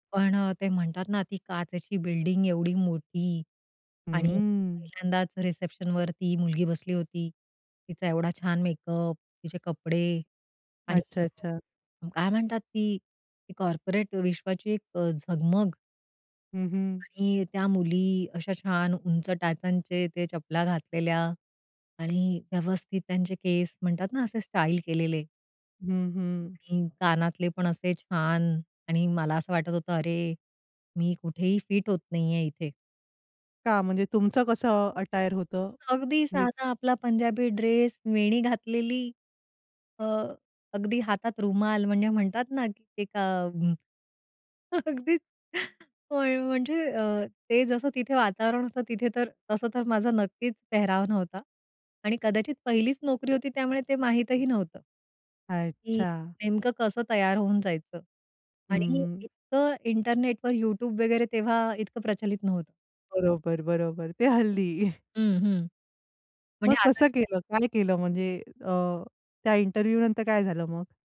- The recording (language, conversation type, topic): Marathi, podcast, पहिली नोकरी तुम्हाला कशी मिळाली आणि त्याचा अनुभव कसा होता?
- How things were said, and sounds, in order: drawn out: "हम्म"; other noise; in English: "कॉर्पोरेट"; tapping; in English: "अटायर"; chuckle; laughing while speaking: "अगदीच"; chuckle; laughing while speaking: "ते हल्ली"